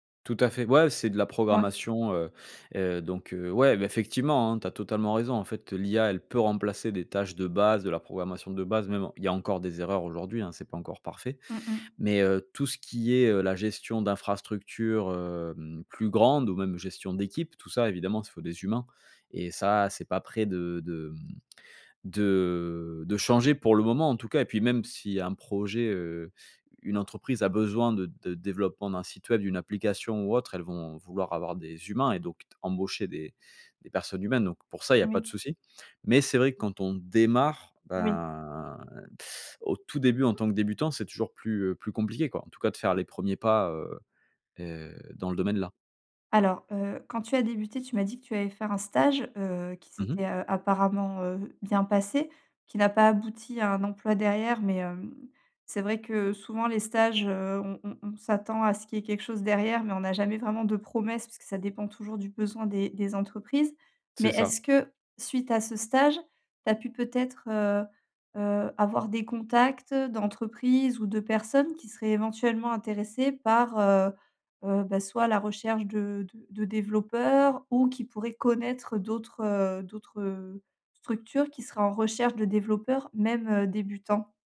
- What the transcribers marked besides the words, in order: tapping
- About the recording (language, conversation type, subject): French, advice, Comment dépasser la peur d’échouer qui m’empêche d’agir ?